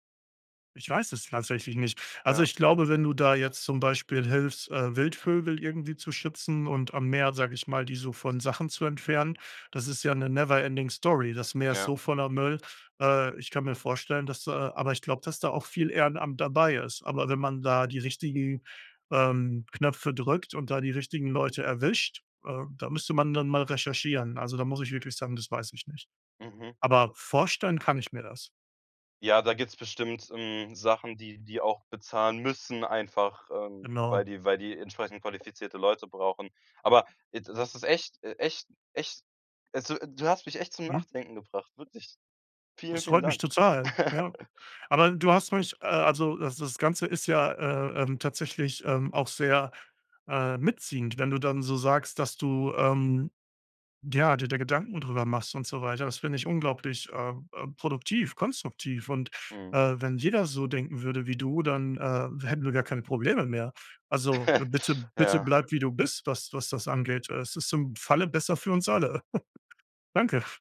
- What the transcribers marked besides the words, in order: in English: "never ending story"; other background noise; laugh; laugh; laugh
- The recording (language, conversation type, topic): German, advice, Warum habe ich das Gefühl, nichts Sinnvolles zur Welt beizutragen?